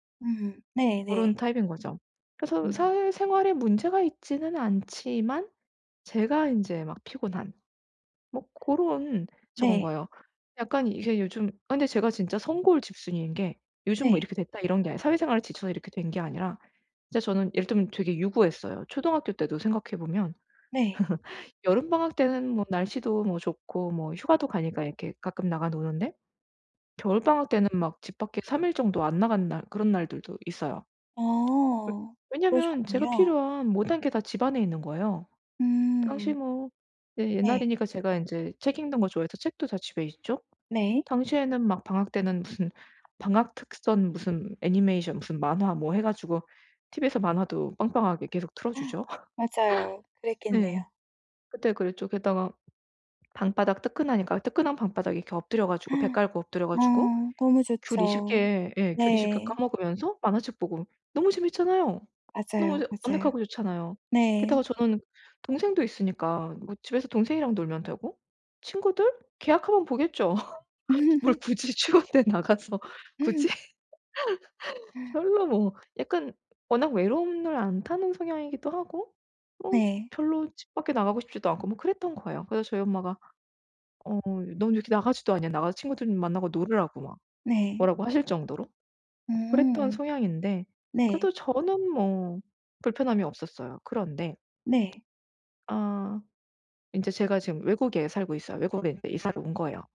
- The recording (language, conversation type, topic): Korean, advice, 파티나 친구 모임에서 자주 느끼는 사회적 불편함을 어떻게 관리하면 좋을까요?
- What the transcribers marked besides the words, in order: tapping; laugh; other background noise; gasp; laugh; gasp; laugh; laughing while speaking: "뭘 굳이 추운데 나가서 굳이?"; gasp; laugh; gasp